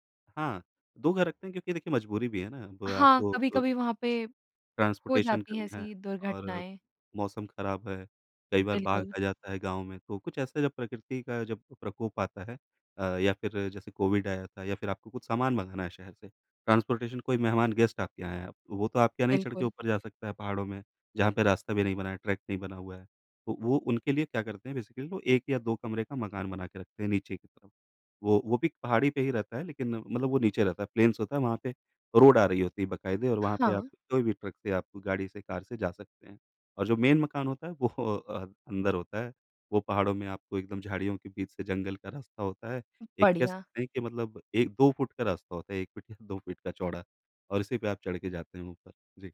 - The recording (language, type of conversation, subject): Hindi, podcast, आपका सबसे यादगार ट्रेकिंग अनुभव कौन-सा रहा है?
- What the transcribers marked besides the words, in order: in English: "ट्रांसपोर्टेशन"; in English: "ट्रांसपोर्टेशन"; in English: "गेस्ट"; in English: "बेसिकली"; in English: "प्लेन्स"; in English: "मेन"; laughing while speaking: "वो"